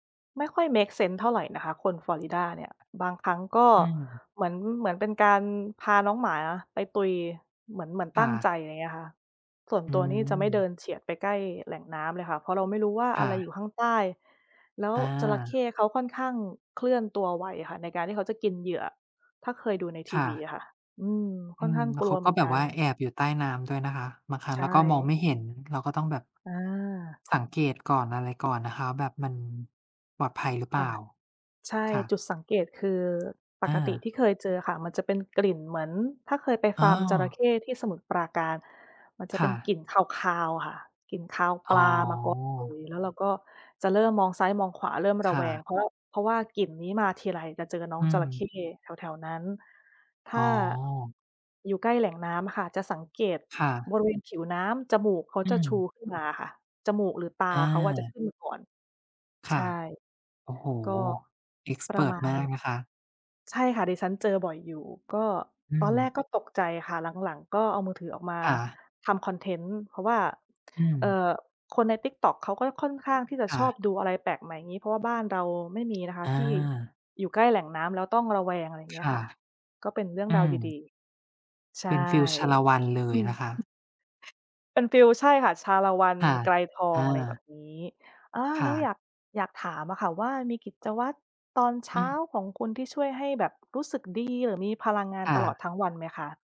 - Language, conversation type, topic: Thai, unstructured, คุณเริ่มต้นวันใหม่ด้วยกิจวัตรอะไรบ้าง?
- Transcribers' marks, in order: tapping; other background noise; other noise; in English: "เอกซ์เพิร์ต"